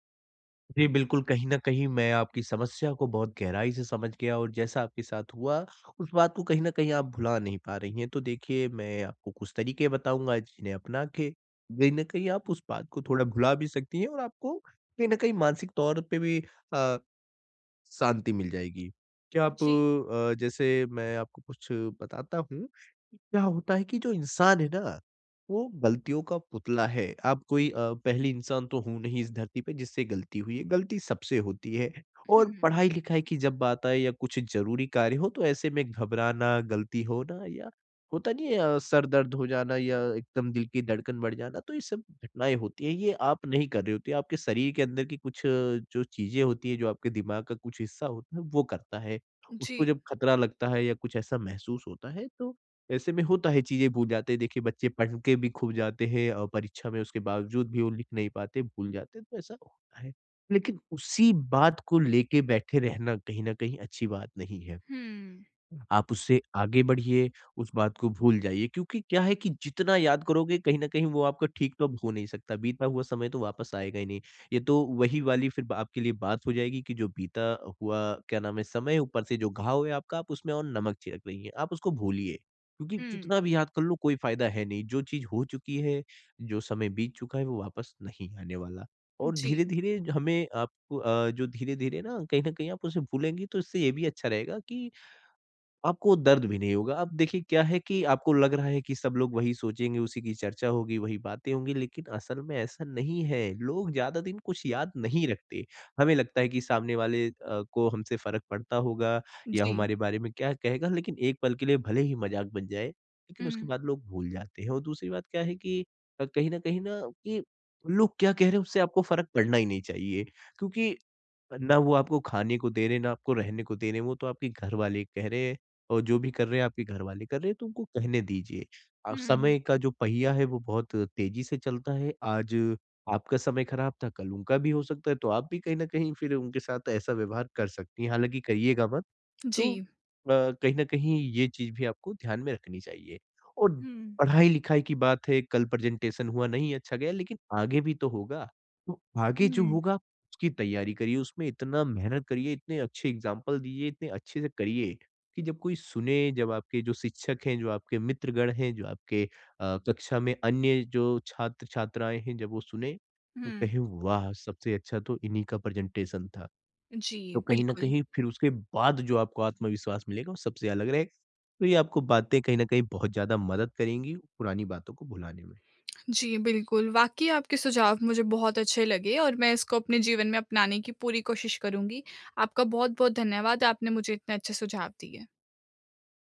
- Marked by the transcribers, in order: lip smack; in English: "प्रेजेंटेशन"; in English: "एक्जाम्पल"; in English: "प्रेजेंटेशन"; lip smack
- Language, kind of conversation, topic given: Hindi, advice, सार्वजनिक शर्मिंदगी के बाद मैं अपना आत्मविश्वास कैसे वापस पा सकता/सकती हूँ?